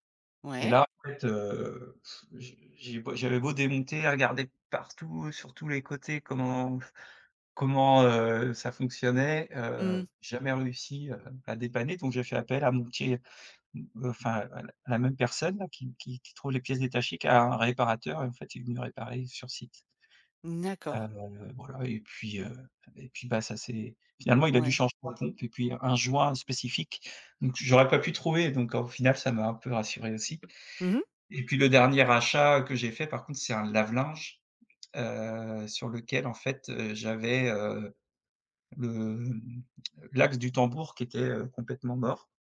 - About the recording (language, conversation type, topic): French, podcast, Privilégies-tu des achats durables ou le plaisir immédiat ?
- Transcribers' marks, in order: none